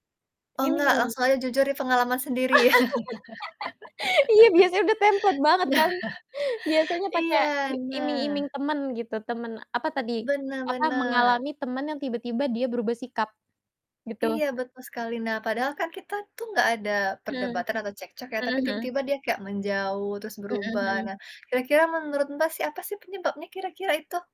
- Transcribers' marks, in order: laugh; tapping; laugh; laughing while speaking: "Nah"; static
- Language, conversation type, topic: Indonesian, unstructured, Apakah kamu percaya bahwa seseorang bisa berubah?